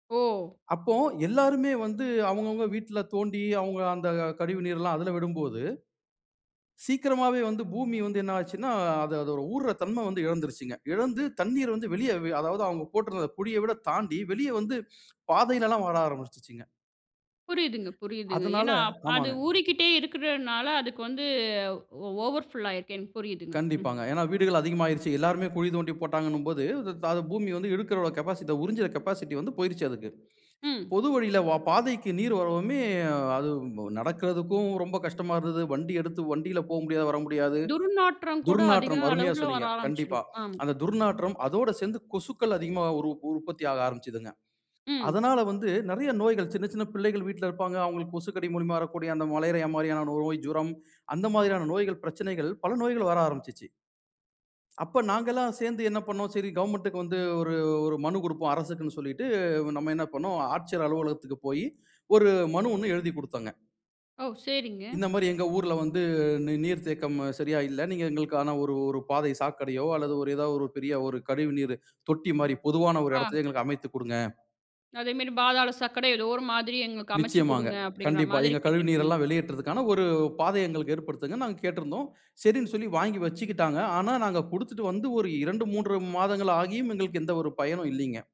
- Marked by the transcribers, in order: breath; drawn out: "வந்து"
- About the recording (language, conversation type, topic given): Tamil, podcast, மக்கள் சேர்ந்து தீர்வு கண்ட ஒரு பிரச்சனை பற்றி கூற முடியுமா?